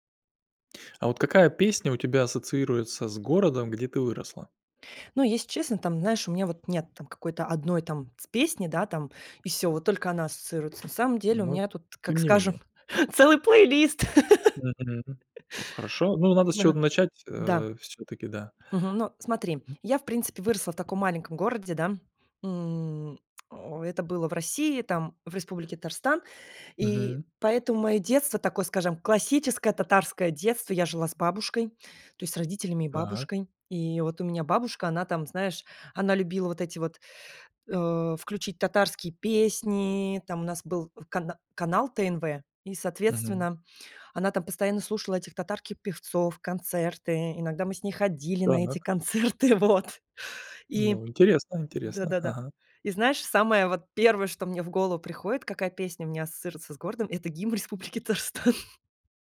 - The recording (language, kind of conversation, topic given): Russian, podcast, Какая песня у тебя ассоциируется с городом, в котором ты вырос(ла)?
- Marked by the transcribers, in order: tapping; laughing while speaking: "целый плейлист"; laugh; other background noise; "Татарстан" said as "тарстан"; laughing while speaking: "концерты, вот"; joyful: "республики Татарстан"